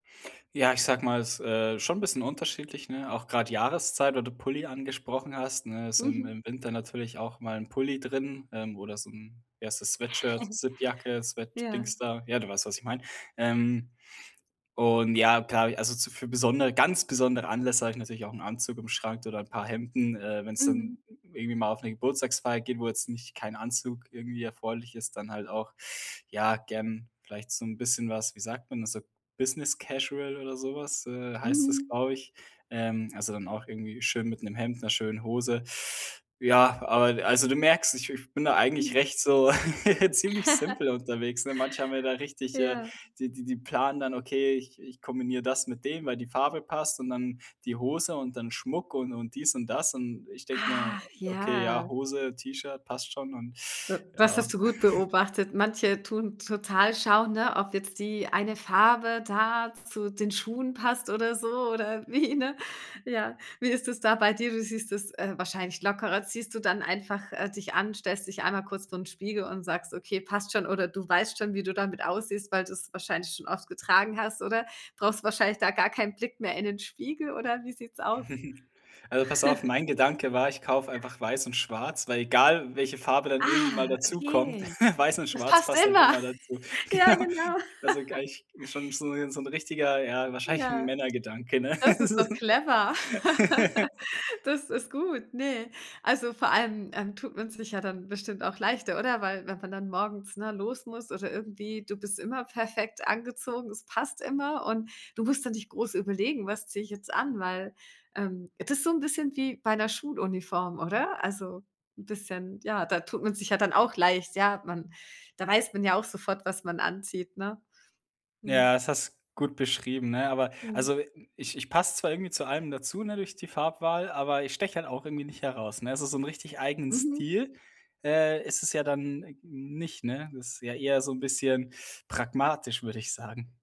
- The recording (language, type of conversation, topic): German, advice, Wie kann ich meinen persönlichen Stil entdecken und selbstbewusst ausdrücken?
- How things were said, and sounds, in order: giggle; giggle; laugh; drawn out: "Ach"; other background noise; chuckle; joyful: "oder so oder wie, ne, ja"; laughing while speaking: "wie"; chuckle; stressed: "egal"; anticipating: "Ah, okay. Es passt immer"; laugh; chuckle; joyful: "Ja, genau"; giggle; laughing while speaking: "Genau"; joyful: "wahrscheinlich 'n Männergedanke, ne?"; laugh; laugh